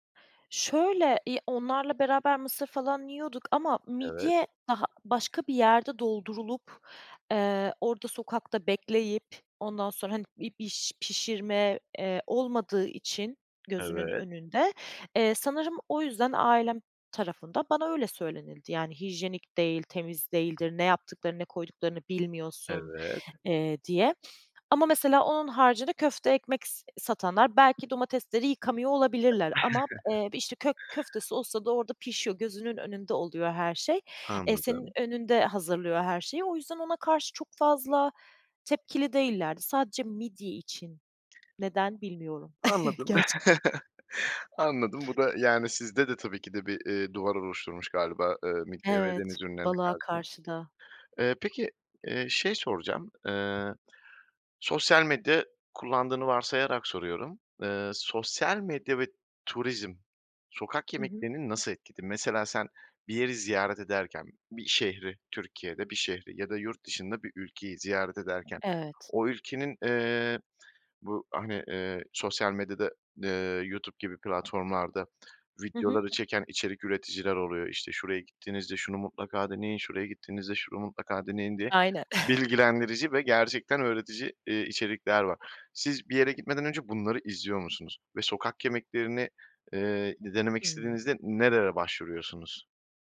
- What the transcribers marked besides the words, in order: tapping; other background noise; chuckle; chuckle; chuckle
- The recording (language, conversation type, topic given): Turkish, podcast, Sokak yemekleri neden popüler ve bu konuda ne düşünüyorsun?